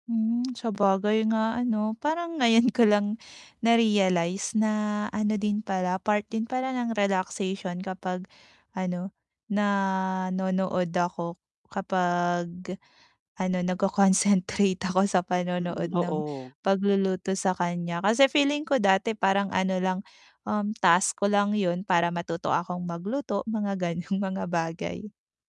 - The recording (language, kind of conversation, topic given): Filipino, advice, Paano ako makakarelaks sa bahay kahit maraming gawain at abala?
- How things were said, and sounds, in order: static